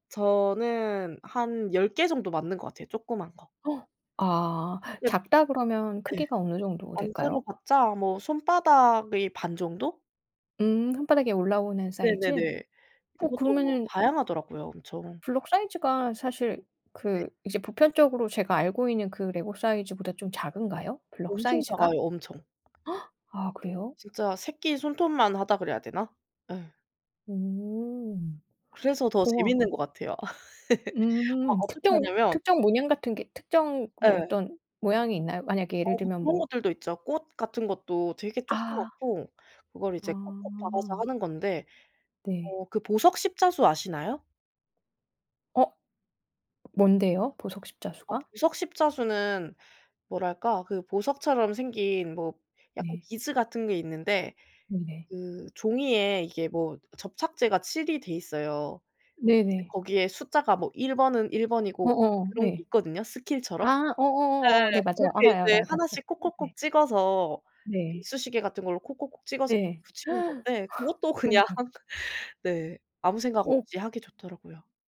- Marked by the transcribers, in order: gasp; other background noise; gasp; laugh; gasp; laughing while speaking: "그냥"; laugh
- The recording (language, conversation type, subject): Korean, unstructured, 요즘 가장 즐겨 하는 취미는 무엇인가요?